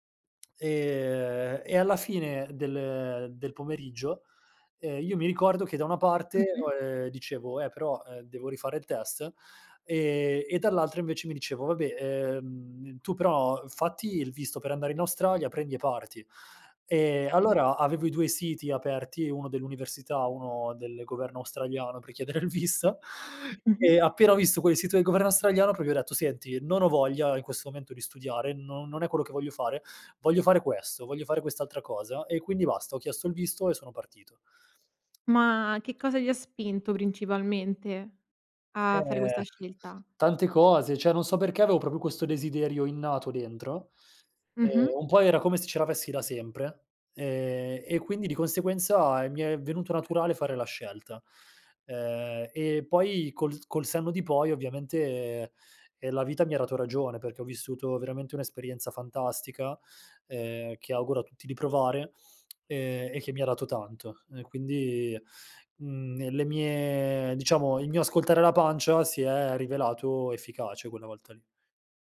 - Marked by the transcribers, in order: laughing while speaking: "chiedere"; "proprio" said as "propio"; "Cioè" said as "ceh"; "proprio" said as "propro"
- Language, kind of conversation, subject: Italian, podcast, Raccontami di una volta in cui hai seguito il tuo istinto: perché hai deciso di fidarti di quella sensazione?